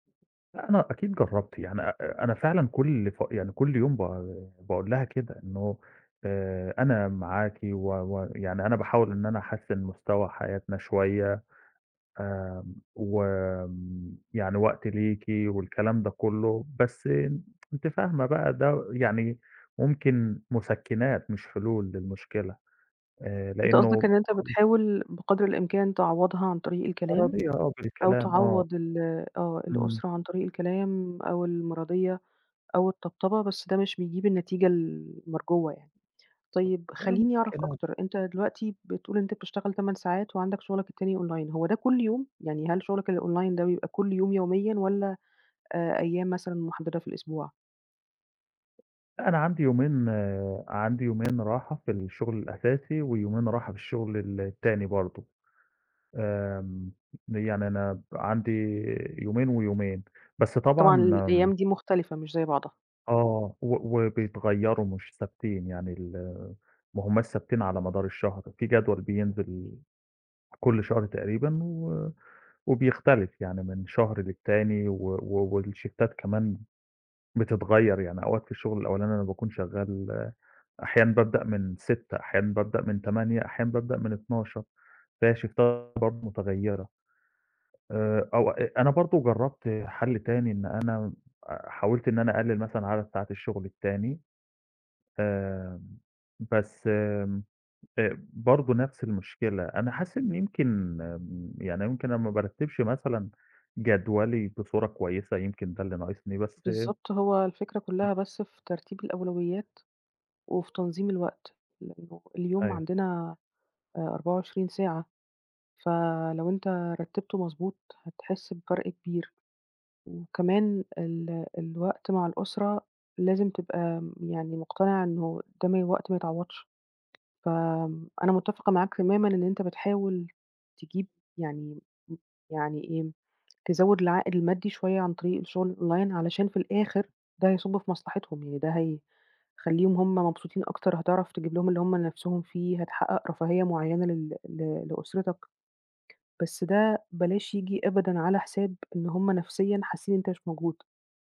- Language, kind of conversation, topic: Arabic, advice, إزاي شغلك بيأثر على وقت الأسرة عندك؟
- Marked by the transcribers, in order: tsk; tapping; other noise; in English: "online"; in English: "الonline"; other background noise; in English: "والشفتات"; in English: "الشفتات"; in English: "الOnline"